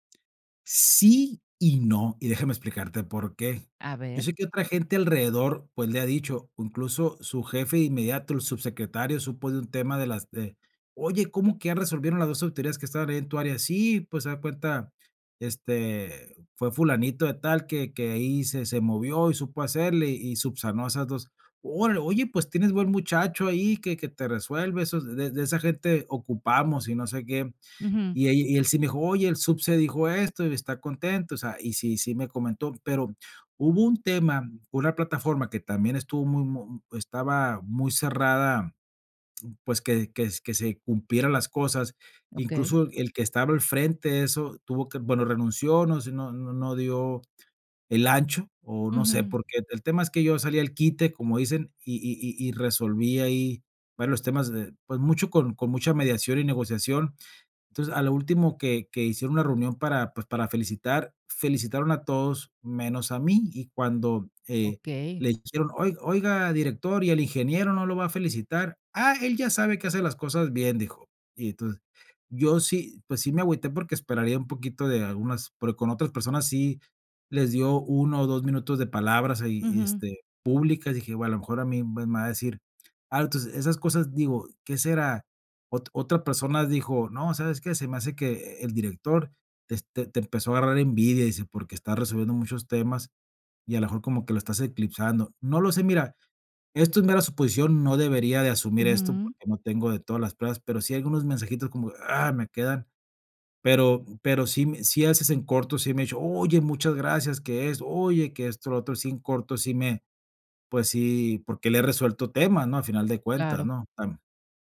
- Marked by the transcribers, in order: none
- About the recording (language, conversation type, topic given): Spanish, advice, ¿Cómo puedo pedir un aumento o una promoción en el trabajo?